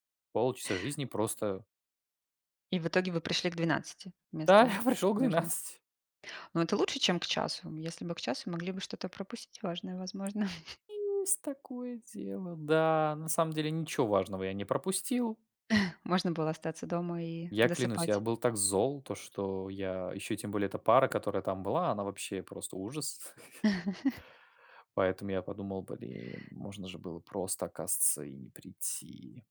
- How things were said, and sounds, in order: laughing while speaking: "Да, я пришел к двенадцати"; chuckle; drawn out: "Есть"; chuckle; laugh; chuckle; put-on voice: "Блин, можно же было просто оказыца и не прийти"; "оказывается" said as "оказыца"
- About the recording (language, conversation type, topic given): Russian, unstructured, Какие технологии помогают вам в организации времени?